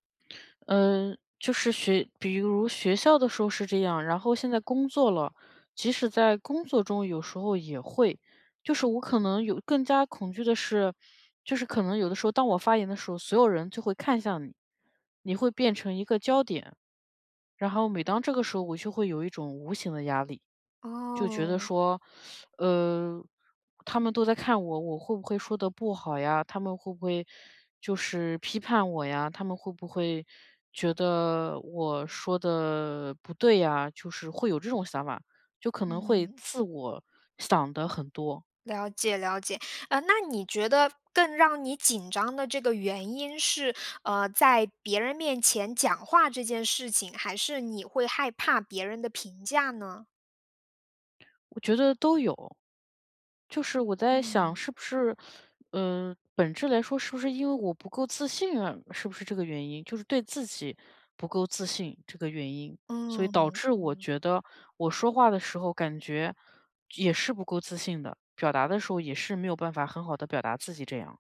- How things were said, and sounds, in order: teeth sucking; teeth sucking
- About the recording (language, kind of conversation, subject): Chinese, advice, 在群体中如何更自信地表达自己的意见？